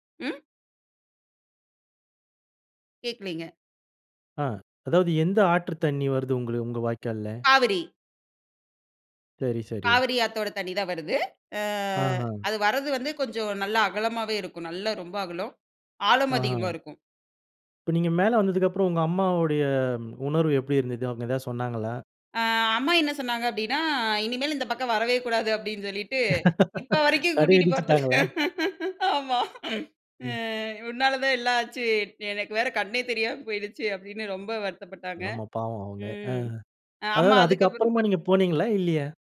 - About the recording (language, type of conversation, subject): Tamil, podcast, அவசரநிலையில் ஒருவர் உங்களை காப்பாற்றிய அனுபவம் உண்டா?
- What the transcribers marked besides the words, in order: laugh; laughing while speaking: "போறதில்ல. ஆமா"